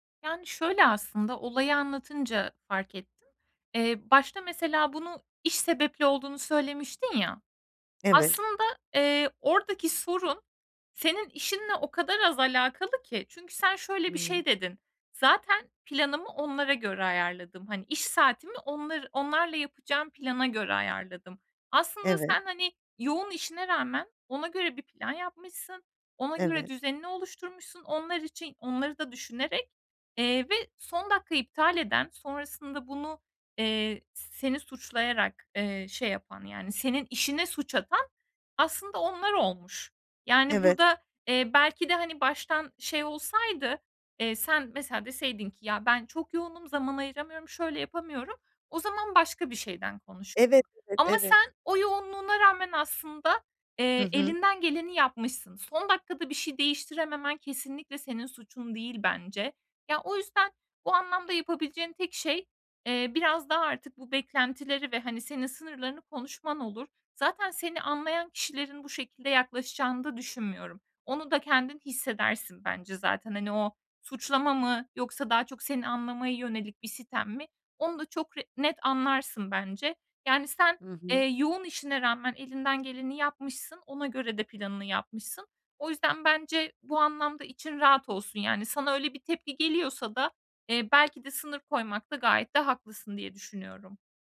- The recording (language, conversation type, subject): Turkish, advice, Hayatımda son zamanlarda olan değişiklikler yüzünden arkadaşlarımla aram açılıyor; bunu nasıl dengeleyebilirim?
- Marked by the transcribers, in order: none